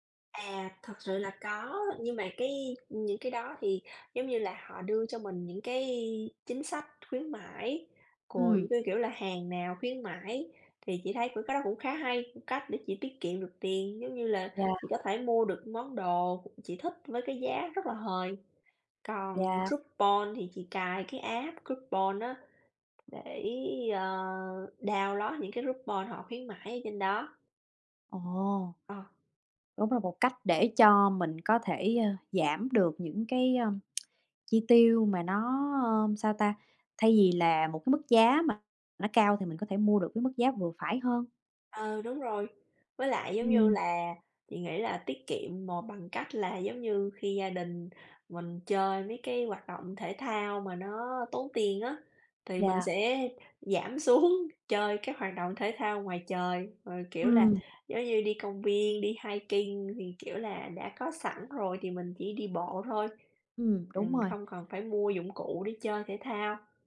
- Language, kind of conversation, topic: Vietnamese, unstructured, Bạn làm gì để cân bằng giữa tiết kiệm và chi tiêu cho sở thích cá nhân?
- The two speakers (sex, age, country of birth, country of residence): female, 30-34, Vietnam, United States; female, 35-39, Vietnam, United States
- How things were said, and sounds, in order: tapping; in English: "coupon"; in English: "app coupon"; in English: "download"; in English: "coupon"; tsk; laughing while speaking: "xuống"; in English: "hiking"